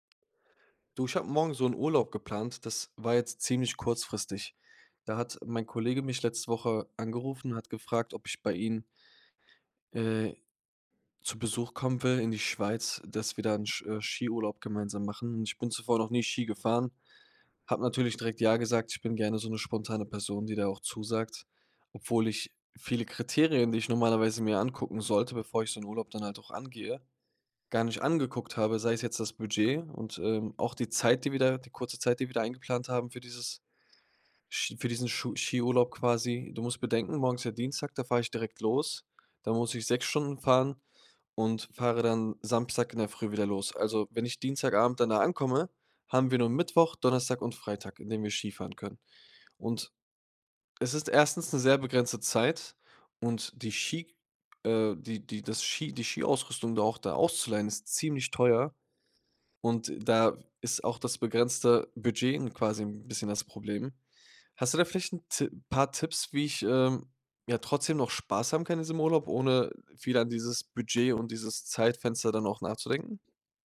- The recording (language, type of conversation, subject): German, advice, Wie kann ich trotz begrenztem Budget und wenig Zeit meinen Urlaub genießen?
- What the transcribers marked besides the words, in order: none